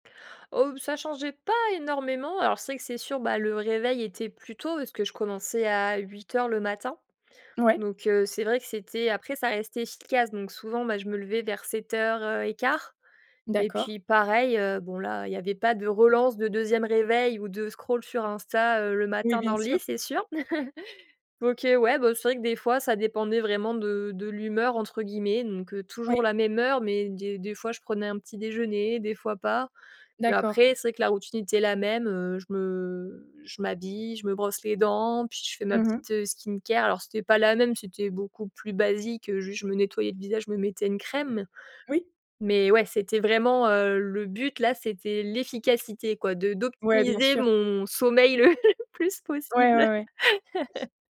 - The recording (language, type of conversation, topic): French, podcast, Quelle est ta routine du matin, et comment ça se passe chez toi ?
- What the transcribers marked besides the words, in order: in English: "scroll"; chuckle; in English: "skincare"; stressed: "crème"; laughing while speaking: "le"; laugh